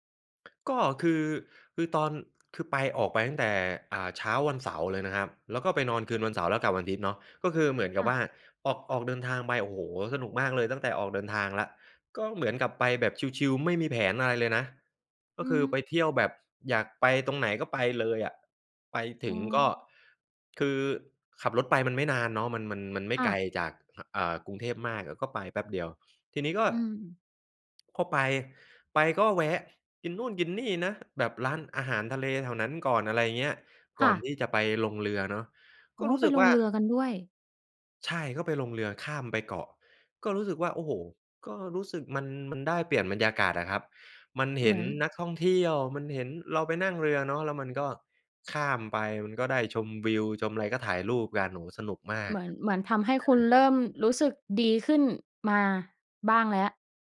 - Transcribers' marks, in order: none
- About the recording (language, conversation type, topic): Thai, podcast, เวลารู้สึกหมดไฟ คุณมีวิธีดูแลตัวเองอย่างไรบ้าง?